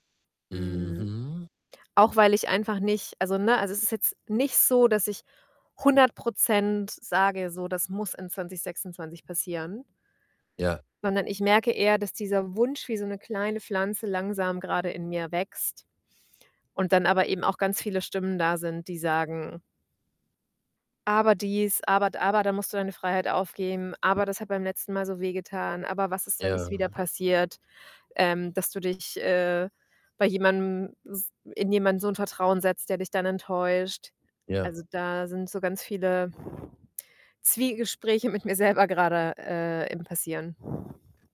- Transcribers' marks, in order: laughing while speaking: "mit mir selber"
- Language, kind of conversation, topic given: German, advice, Wie kann ich nach einem Verlust wieder Vertrauen zu anderen aufbauen?